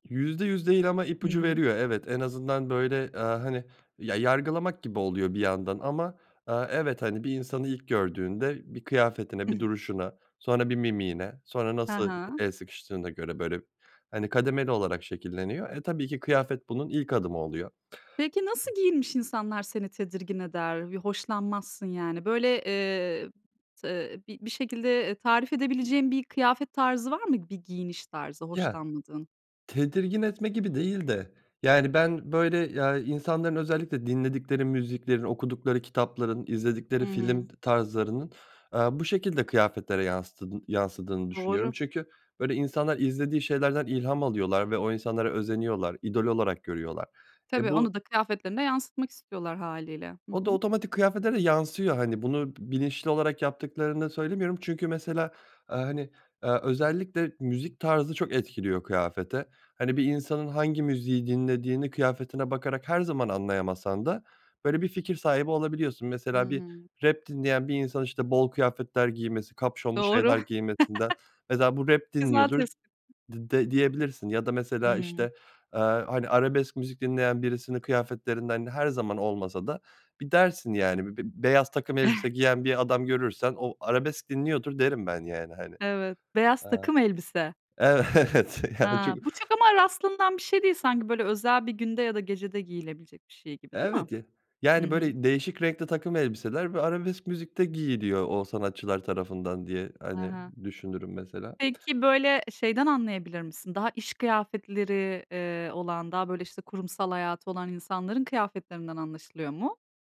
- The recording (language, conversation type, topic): Turkish, podcast, Hangi parça senin imzan haline geldi ve neden?
- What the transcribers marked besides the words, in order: other background noise; chuckle; tapping; chuckle; chuckle; laughing while speaking: "Evet, yani çünkü"